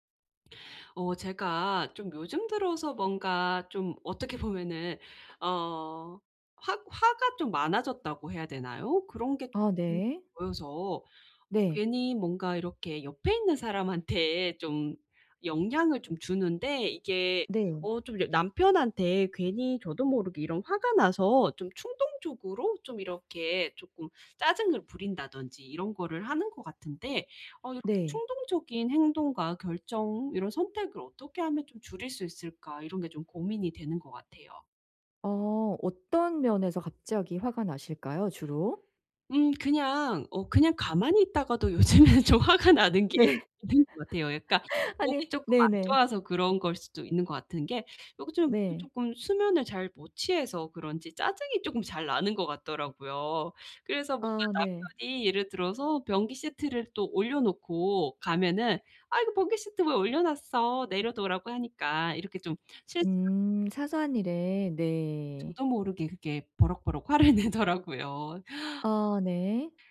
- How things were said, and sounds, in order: laughing while speaking: "요즘에는 좀 화가 나는 게"; laughing while speaking: "네"; laugh; other background noise; laughing while speaking: "화를 내더라고요"
- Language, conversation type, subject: Korean, advice, 미래의 결과를 상상해 충동적인 선택을 줄이려면 어떻게 해야 하나요?